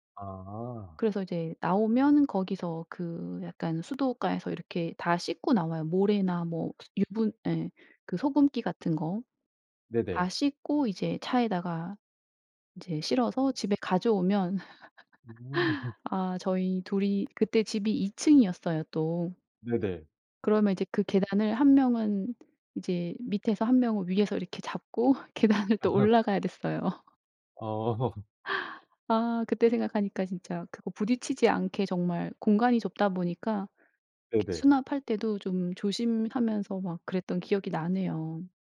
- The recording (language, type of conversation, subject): Korean, podcast, 작은 집에서도 더 편하게 생활할 수 있는 팁이 있나요?
- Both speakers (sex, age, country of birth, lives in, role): female, 55-59, South Korea, South Korea, guest; male, 40-44, South Korea, South Korea, host
- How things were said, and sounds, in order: laugh; laughing while speaking: "잡고 계단을 또 올라가야 됐어요"; laugh